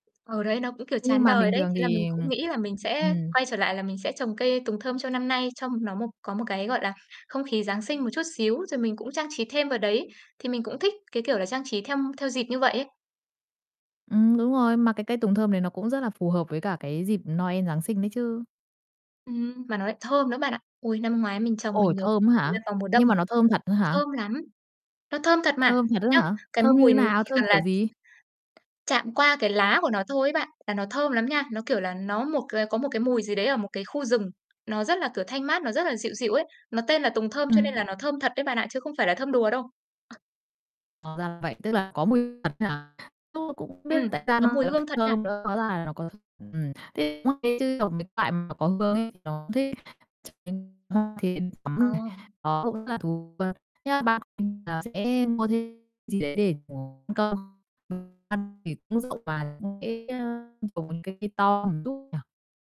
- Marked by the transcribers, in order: other background noise; other noise; distorted speech; tapping; unintelligible speech; unintelligible speech; unintelligible speech; unintelligible speech; unintelligible speech; unintelligible speech
- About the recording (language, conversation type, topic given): Vietnamese, podcast, Bạn có thói quen nhỏ nào khiến bạn vui mỗi ngày không?